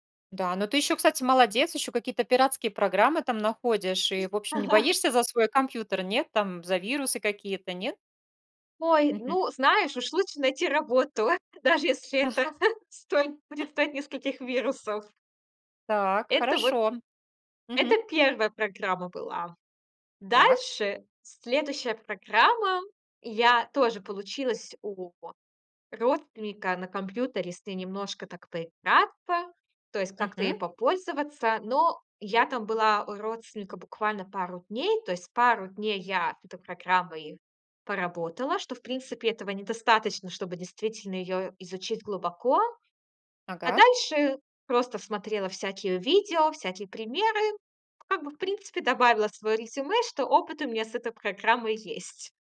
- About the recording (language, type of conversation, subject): Russian, podcast, Расскажи о случае, когда тебе пришлось заново учиться чему‑то?
- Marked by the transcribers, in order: other noise; laugh; laughing while speaking: "найти работу, даже если это стоит предстоит"; chuckle; tapping